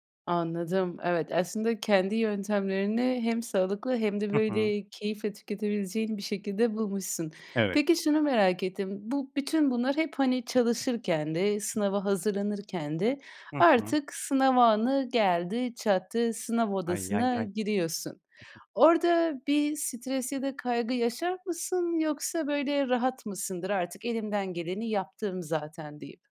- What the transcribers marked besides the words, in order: tapping; other noise
- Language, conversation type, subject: Turkish, podcast, Sınav kaygısıyla başa çıkmak için genelde ne yaparsın?